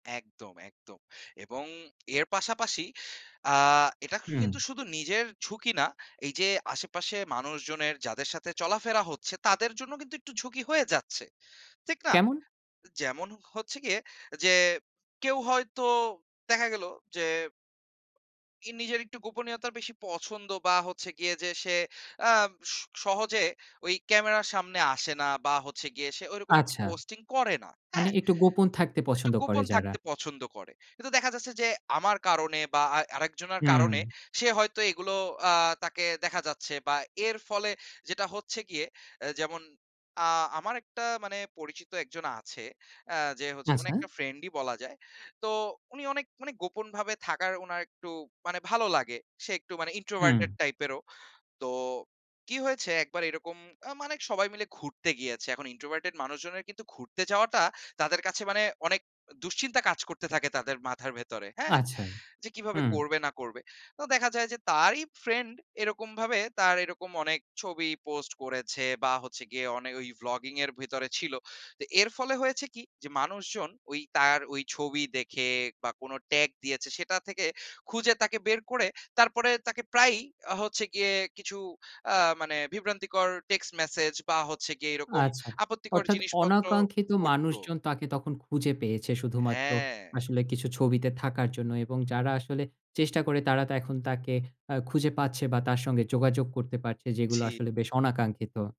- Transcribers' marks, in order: other noise; in English: "introverted"; in English: "introverted"; tapping
- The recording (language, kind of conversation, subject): Bengali, podcast, আপনি অনলাইনে কীভাবে নিজের গোপনীয়তা রক্ষা করেন?